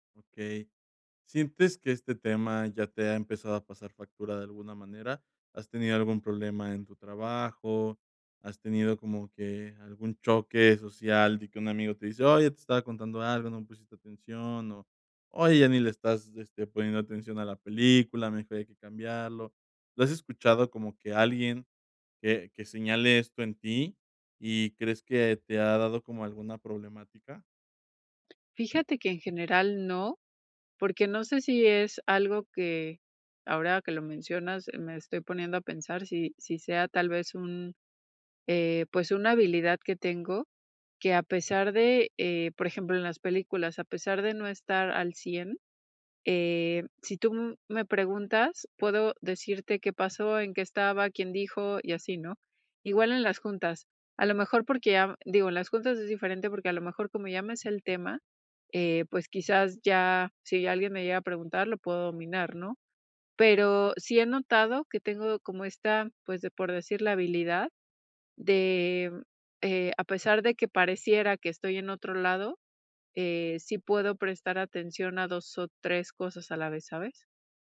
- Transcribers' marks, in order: none
- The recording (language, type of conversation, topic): Spanish, advice, ¿Cómo puedo evitar distraerme cuando me aburro y así concentrarme mejor?